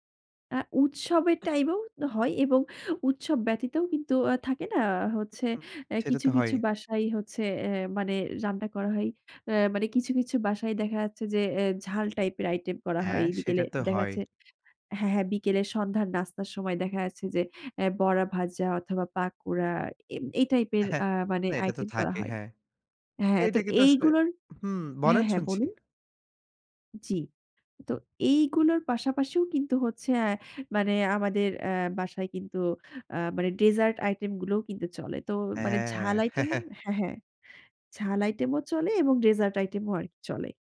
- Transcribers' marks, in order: other background noise; tapping; chuckle; chuckle
- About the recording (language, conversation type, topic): Bengali, podcast, শৈশবের স্মৃতির কোন খাবার আপনাকে শান্তি দেয়?